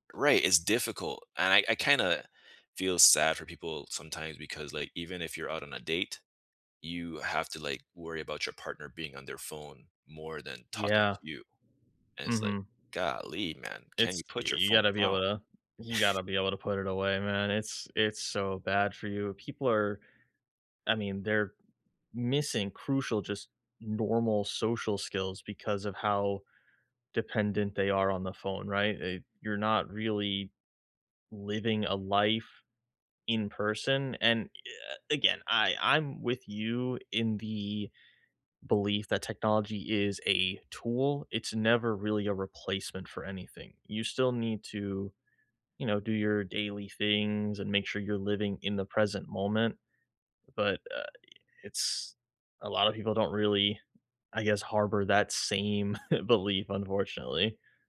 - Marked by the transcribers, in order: chuckle; chuckle
- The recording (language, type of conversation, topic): English, unstructured, How has technology changed the way we live?